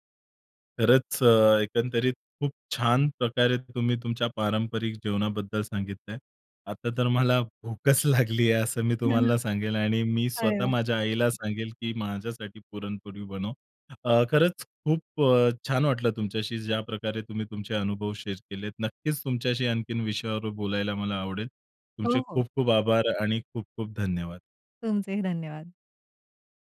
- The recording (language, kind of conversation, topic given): Marathi, podcast, तुमच्या घरच्या खास पारंपरिक जेवणाबद्दल तुम्हाला काय आठवतं?
- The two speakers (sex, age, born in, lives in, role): female, 40-44, India, India, guest; male, 30-34, India, India, host
- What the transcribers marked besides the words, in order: laughing while speaking: "भूकच लागली आहे. असं मी तुम्हाला सांगेल"; chuckle; laughing while speaking: "अरे वाह!"; in English: "शेअर"; laughing while speaking: "तुमचेही धन्यवाद"